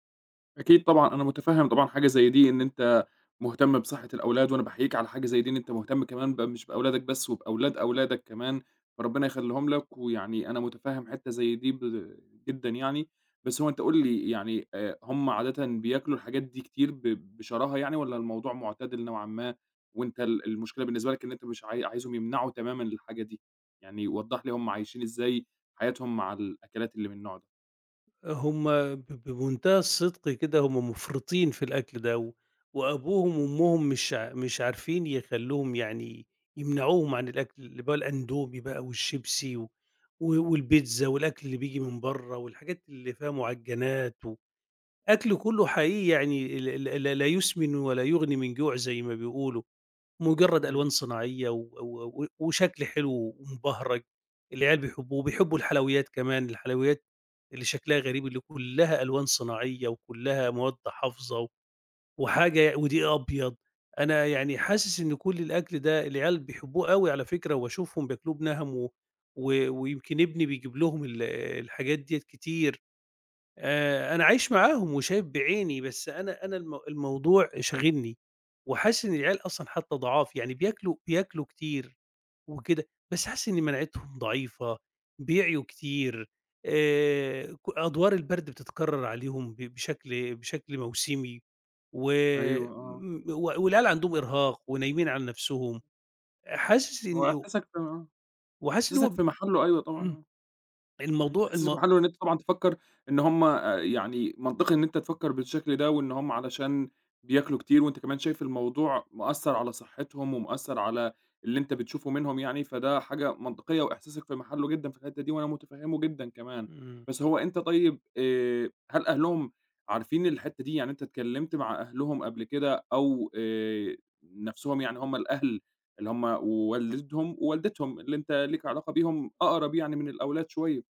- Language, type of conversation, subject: Arabic, advice, إزاي أقنع الأطفال يجرّبوا أكل صحي جديد؟
- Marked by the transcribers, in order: tapping